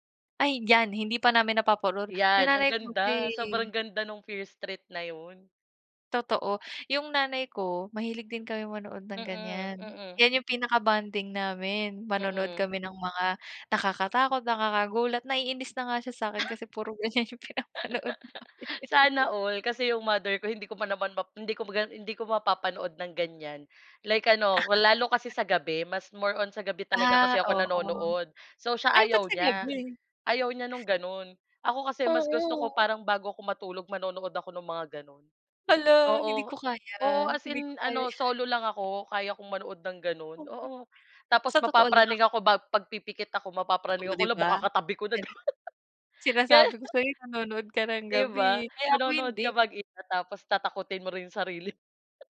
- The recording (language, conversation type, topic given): Filipino, unstructured, Paano mo pinipili ang mga palabas na gusto mong panoorin?
- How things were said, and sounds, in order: laughing while speaking: "ganiyan yung pinapanood namin"; chuckle; laugh; laugh; laughing while speaking: "yan"; unintelligible speech; laugh; laughing while speaking: "Ganun"; laughing while speaking: "sarili mo"; laugh